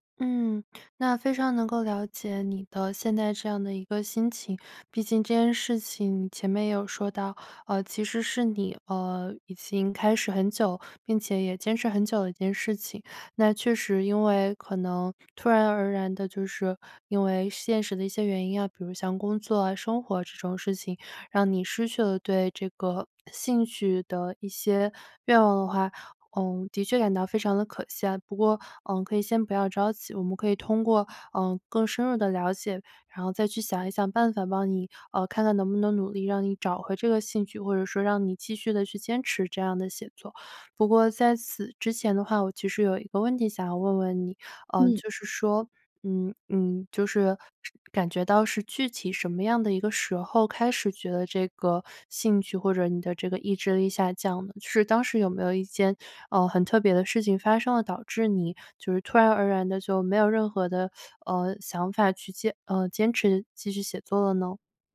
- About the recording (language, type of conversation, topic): Chinese, advice, 如何表达对长期目标失去动力与坚持困难的感受
- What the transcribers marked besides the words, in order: other background noise